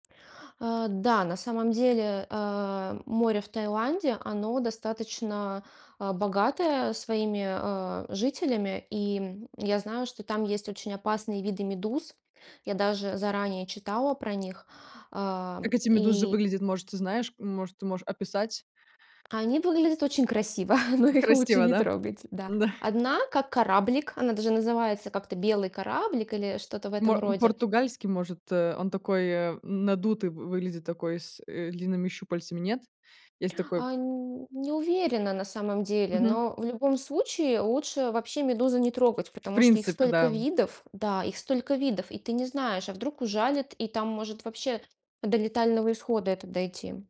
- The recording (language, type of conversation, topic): Russian, podcast, Какое природное место вдохновляет тебя больше всего и почему?
- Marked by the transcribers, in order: tapping; laugh; laughing while speaking: "но их лучше не трогать"; laughing while speaking: "Да"